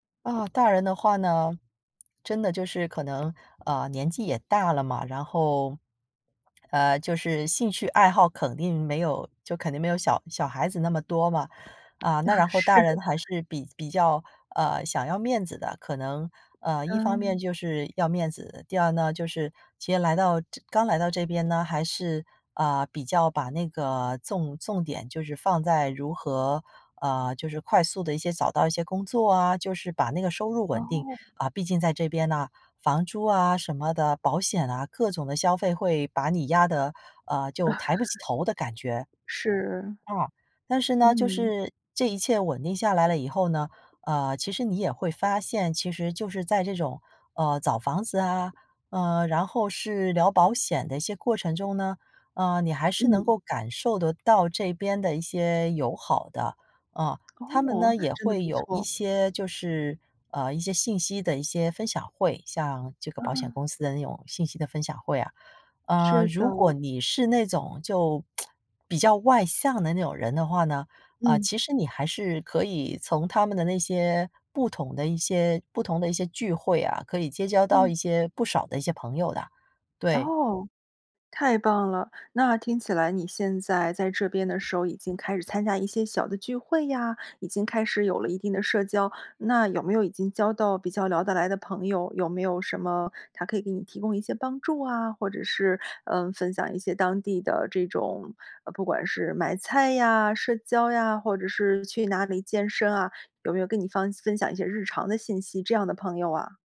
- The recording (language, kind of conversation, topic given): Chinese, podcast, 怎样才能重新建立社交圈？
- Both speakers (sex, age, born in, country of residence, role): female, 45-49, China, United States, guest; female, 45-49, China, United States, host
- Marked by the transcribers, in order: swallow; laughing while speaking: "啊，是"; chuckle; lip smack; other background noise